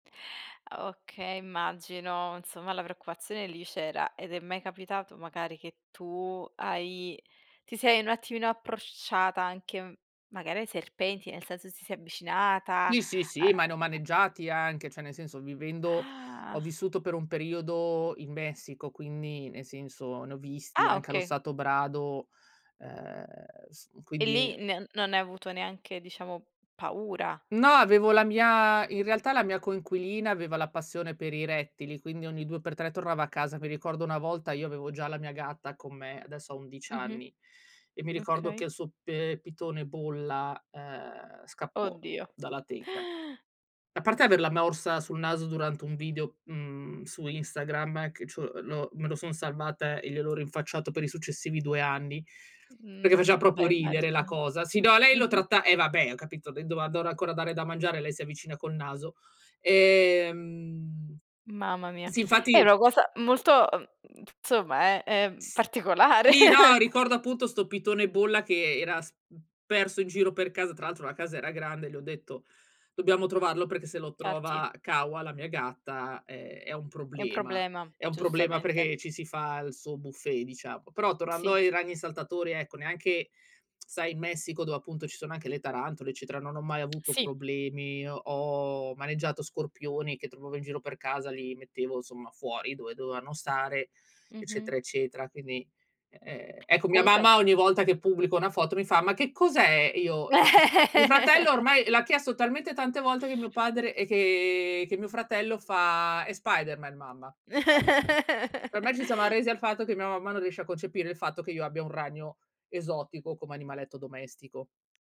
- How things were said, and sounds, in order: drawn out: "Ah"; tapping; gasp; "proprio" said as "propio"; "doveva" said as "dora"; drawn out: "ehm"; "insomma" said as "nzomma"; chuckle; in English: "buffet"; lip smack; other background noise; "Comunque" said as "conque"; unintelligible speech; laugh; laugh
- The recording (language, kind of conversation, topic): Italian, podcast, Qual è il tuo hobby preferito e come ci sei arrivato?